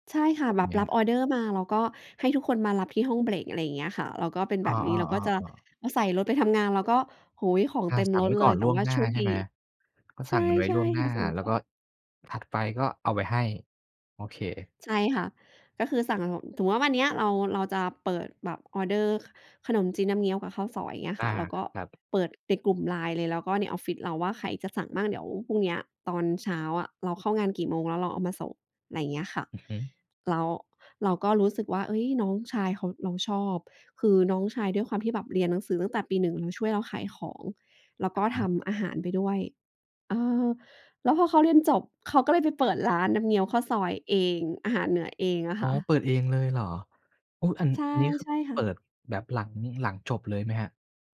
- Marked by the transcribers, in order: other noise; tapping
- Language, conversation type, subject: Thai, podcast, มีกลิ่นหรือรสอะไรที่ทำให้คุณนึกถึงบ้านขึ้นมาทันทีบ้างไหม?